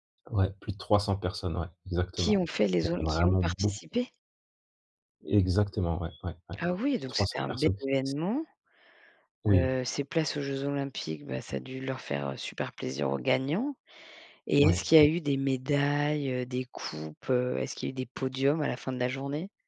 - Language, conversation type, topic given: French, podcast, Peux-tu nous parler d’un projet créatif qui t’a vraiment fait grandir ?
- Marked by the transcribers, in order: other background noise; tapping